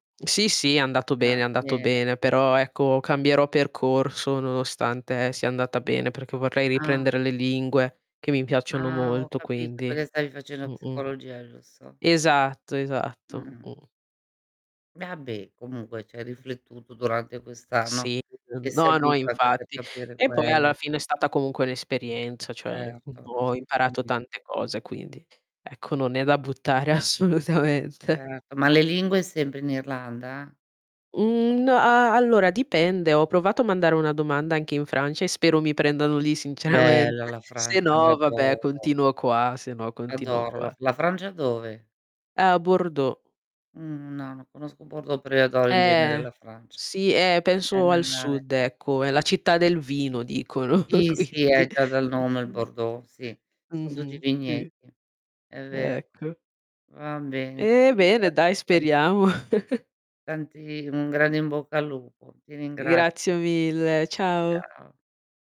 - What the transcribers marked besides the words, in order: distorted speech; unintelligible speech; static; "giusto" said as "giusso"; tapping; laughing while speaking: "assolutamente"; unintelligible speech; laughing while speaking: "dicono, quindi"; chuckle; chuckle
- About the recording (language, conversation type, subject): Italian, unstructured, Come bilanci le tue passioni con le responsabilità quotidiane?